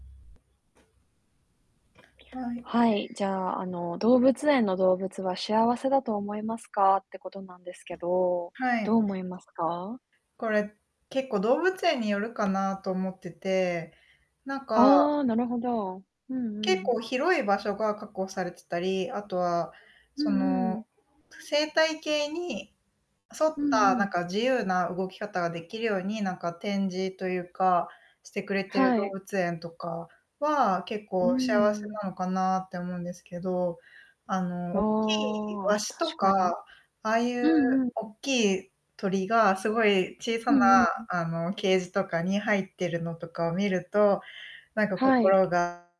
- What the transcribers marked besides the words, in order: static; tapping; distorted speech; other background noise
- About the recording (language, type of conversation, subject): Japanese, unstructured, 動物園の動物は幸せだと思いますか？